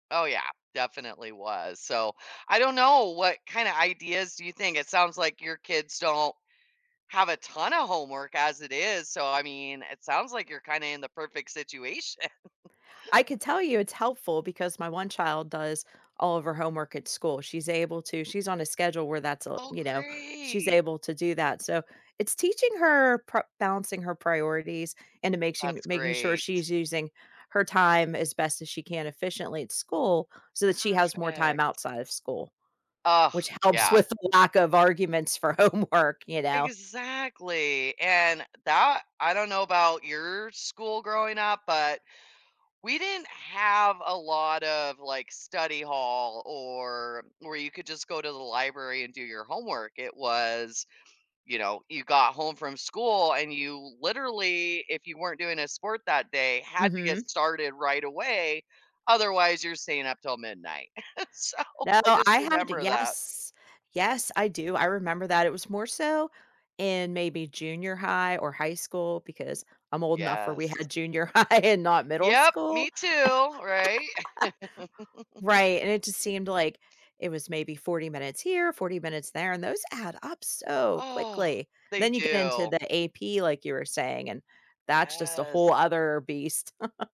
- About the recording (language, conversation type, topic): English, unstructured, Does homework help or hurt students' learning?
- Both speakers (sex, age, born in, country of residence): female, 45-49, United States, United States; female, 45-49, United States, United States
- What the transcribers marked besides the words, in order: laughing while speaking: "situation"; chuckle; drawn out: "great"; laughing while speaking: "homework"; other background noise; chuckle; laughing while speaking: "so"; laughing while speaking: "high"; laugh; chuckle; chuckle